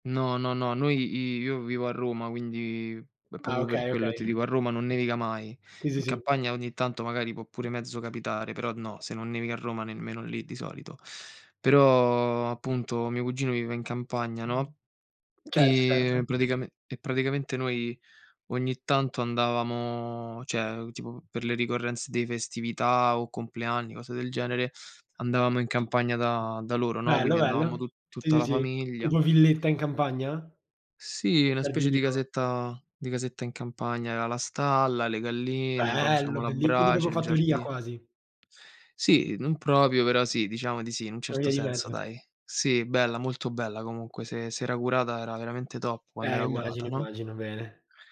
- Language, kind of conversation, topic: Italian, unstructured, Qual è il ricordo più bello della tua infanzia?
- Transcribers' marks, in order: "proprio" said as "popo"; tapping; "facevamo" said as "faceamo"; in English: "top"